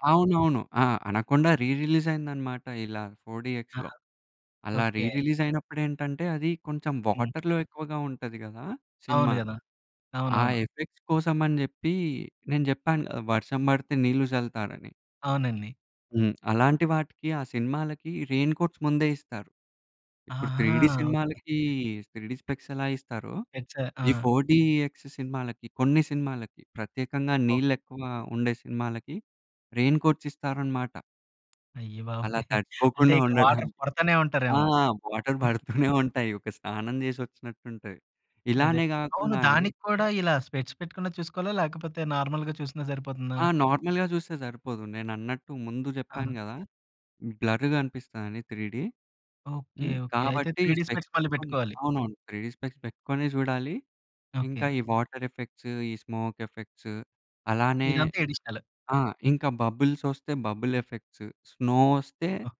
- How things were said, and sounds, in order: in English: "రీ రిలీజయిందనమాట"; in English: "ఫోర్ డీఎక్స్‌లో"; in English: "రీ రిలీజయినప్పుడేంటంటే"; in English: "వాటర్‌లో"; in English: "ఎఫెక్ట్స్"; in English: "రెయిన్ కోట్స్"; in English: "త్రీ డీ"; other background noise; in English: "త్రీ డీ"; in English: "ఫోర్ డీఎక్స్"; in English: "రెయిన్"; tapping; chuckle; in English: "వాటర్"; in English: "వాటర్"; laughing while speaking: "బడుతూనే"; in English: "స్పెక్ట్స్"; in English: "నార్మల్‌గా"; in English: "నార్మల్‌గా"; in English: "త్రీ డీ"; in English: "త్రీ డీ స్పెక్ట్స్"; in English: "స్పెక్ట్స్"; in English: "త్రీ డీ స్పెక్ట్స్"; in English: "వాటరెఫెక్ట్స్"; in English: "స్మోకెఫెక్ట్స్"; in English: "ఎడిషనల్"; in English: "బబులెఫెక్ట్స్, స్నో"
- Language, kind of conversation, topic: Telugu, podcast, బిగ్ స్క్రీన్ అనుభవం ఇంకా ముఖ్యం అనుకుంటావా, ఎందుకు?